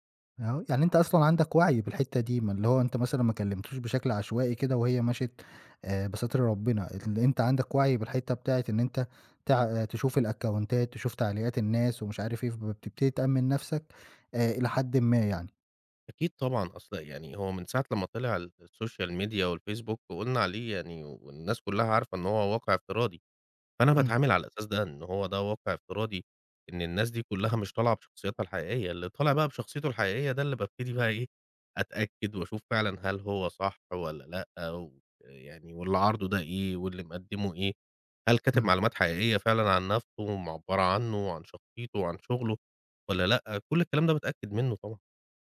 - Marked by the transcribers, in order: unintelligible speech; in English: "الأكاونتات"; in English: "الSocial Media"
- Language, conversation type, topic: Arabic, podcast, إزاي بتنمّي علاقاتك في زمن السوشيال ميديا؟